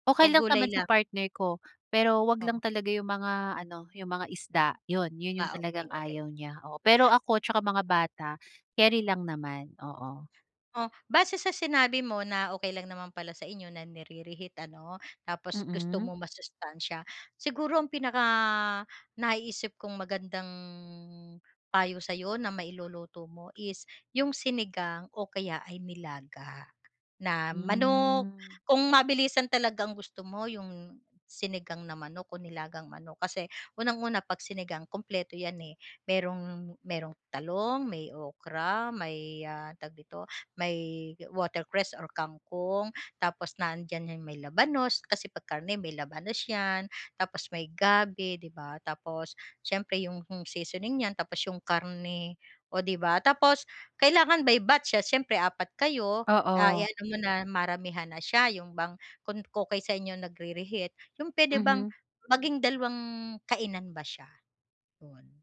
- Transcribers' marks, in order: tapping; "kung okey" said as "kun kokey"
- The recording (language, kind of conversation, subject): Filipino, advice, Paano ako makapaghahanda ng mabilis at masustansyang ulam para sa pamilya?